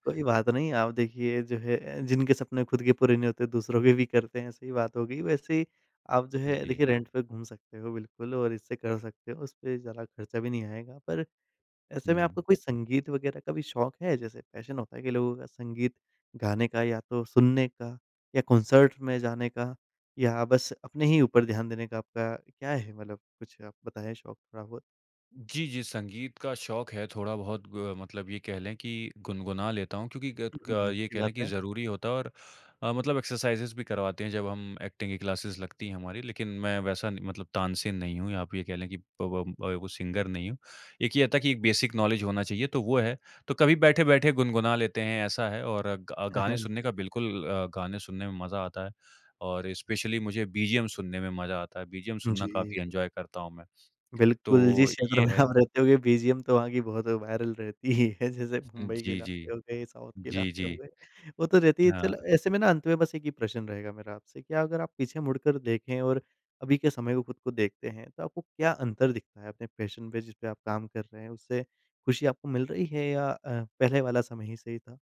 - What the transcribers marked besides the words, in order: in English: "रेंट"; tapping; in English: "पैशन"; in English: "कॉन्सर्ट"; in English: "एक्सरसाइज़ेज़"; in English: "ऐक्टिंग"; in English: "क्लासेस"; in English: "सिंगर"; in English: "बेसिक नॉलेज"; chuckle; in English: "स्पेशली"; in English: "इन्जॉय"; laughing while speaking: "में आप"; in English: "वायरल"; laughing while speaking: "ही है"; in English: "साउथ"; in English: "पैशन"
- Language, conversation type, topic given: Hindi, podcast, जब आपको पैशन और पगार में से किसी एक को चुनना पड़ा, तो आपने निर्णय कैसे लिया?